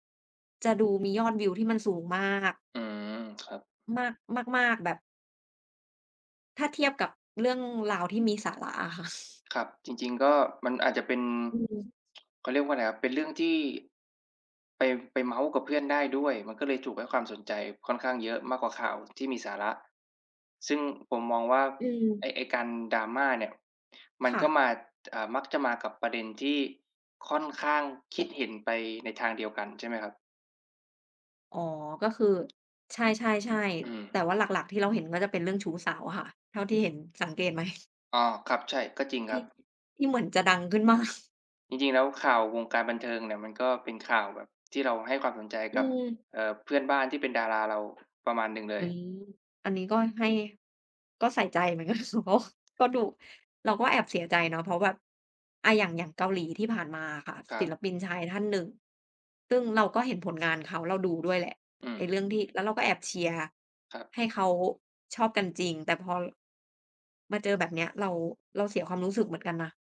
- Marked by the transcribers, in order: other background noise; tsk; tapping; laughing while speaking: "มาก"; laughing while speaking: "กัน"; unintelligible speech
- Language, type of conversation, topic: Thai, unstructured, ทำไมคนถึงชอบติดตามดราม่าของดาราในโลกออนไลน์?